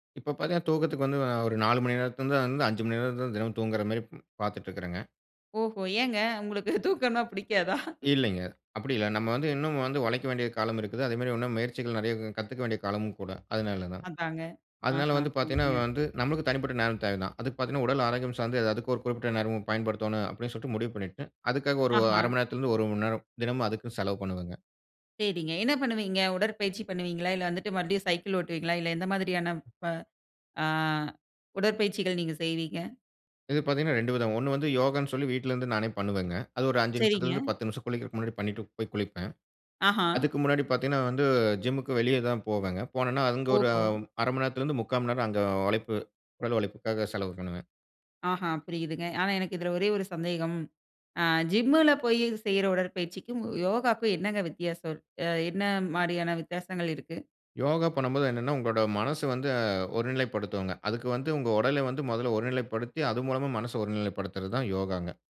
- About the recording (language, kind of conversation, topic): Tamil, podcast, பணி நேரமும் தனிப்பட்ட நேரமும் பாதிக்காமல், எப்போதும் அணுகக்கூடியவராக இருக்க வேண்டிய எதிர்பார்ப்பை எப்படி சமநிலைப்படுத்தலாம்?
- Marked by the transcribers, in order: laughing while speaking: "உங்களுக்கு தூக்கம்ன்னா புடிக்காதா?"; other noise; in English: "ஜிம்முக்கு"; in English: "ஜிம்முல"